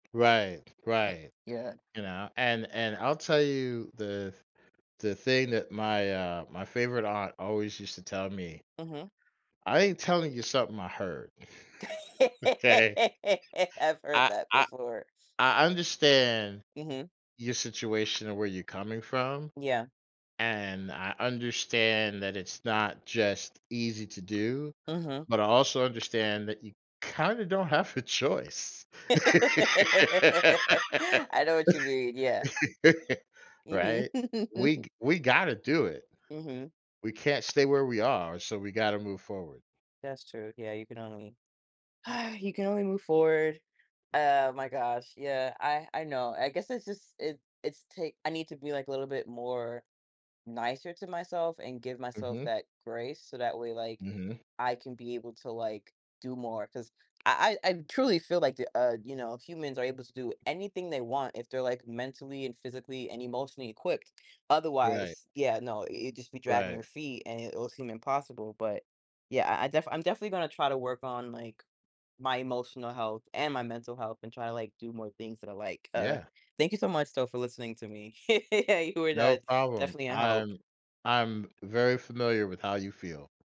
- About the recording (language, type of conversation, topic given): English, advice, How can I better balance my work and personal life?
- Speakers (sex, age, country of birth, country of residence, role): female, 30-34, United States, United States, user; male, 50-54, United States, United States, advisor
- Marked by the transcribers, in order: tapping; other background noise; other noise; laugh; laugh; laugh; chuckle; sigh; chuckle; laughing while speaking: "You were"